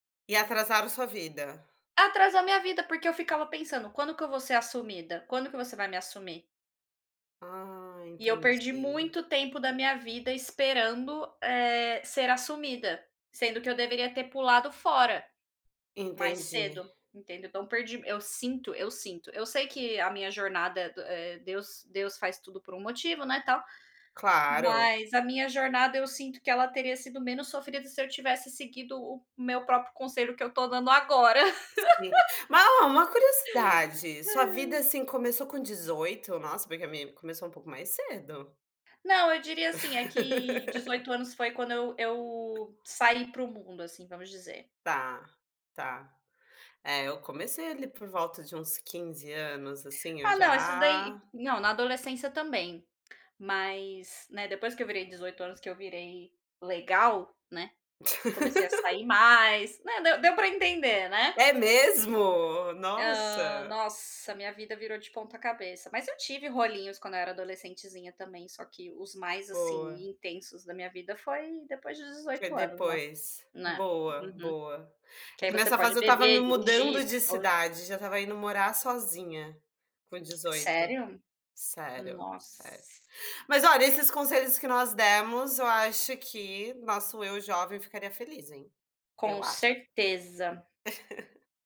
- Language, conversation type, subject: Portuguese, unstructured, Qual conselho você daria para o seu eu mais jovem?
- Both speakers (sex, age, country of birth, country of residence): female, 30-34, Brazil, Portugal; female, 30-34, United States, Spain
- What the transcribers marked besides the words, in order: tapping; laugh; sigh; laugh; other background noise; laugh; lip smack; chuckle